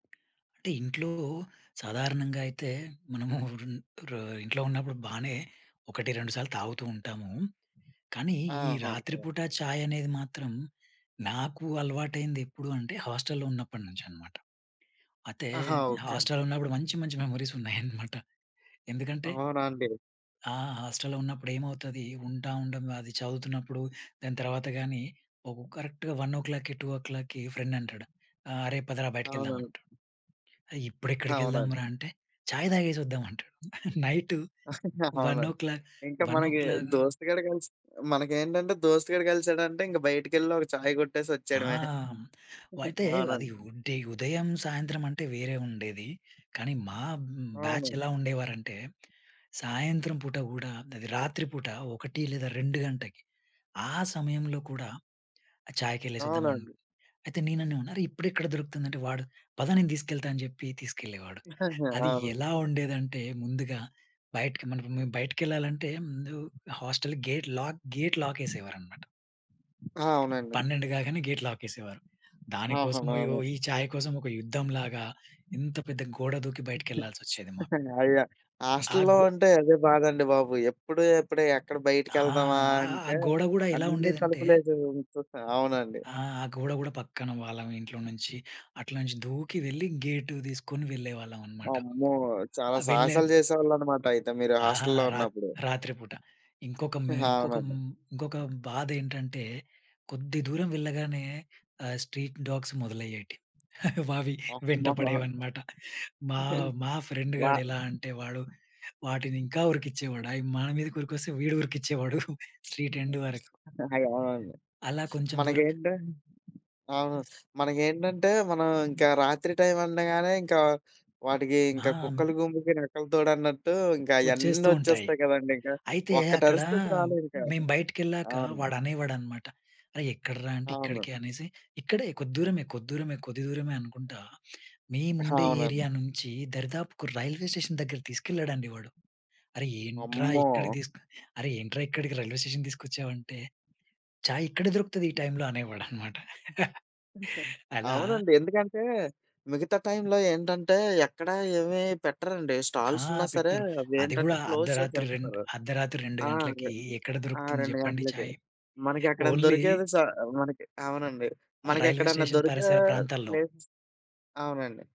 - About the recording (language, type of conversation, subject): Telugu, podcast, రాత్రివేళ చాయ్ తాగుతూ కొత్త విషయాలపై చర్చలు చేయడం మీకు ఆసక్తిగా అనిపిస్తుందా?
- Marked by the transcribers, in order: tapping; chuckle; in English: "మెమోరీస్"; in English: "కరెక్ట్‌గా వన్ ఓ క్లాక్‌కి టూ ఓ క్లాక్‌కి ఫ్రెండ్"; chuckle; in English: "వన్ ఓ క్లాక్ వన్ ఓ క్లాక్"; chuckle; in English: "బ్యాచ్"; other background noise; chuckle; in English: "హాస్టల్ గేట్ లాక్, గేట్ లాక్"; in English: "గేట్ లాక్"; unintelligible speech; chuckle; in English: "స్ట్రీట్ డాగ్స్"; chuckle; unintelligible speech; in English: "ఫ్రెండ్"; chuckle; chuckle; in English: "స్ట్రీట్ ఎండ్"; other noise; in English: "ఏరియా"; in English: "రైల్వే స్టేషన్"; in English: "రైల్వే స్టేషన్‌కి"; chuckle; in English: "స్టాల్స్"; in English: "క్లోజ్"; in English: "ఓన్లీ"; in English: "రైల్వే స్టేషన్"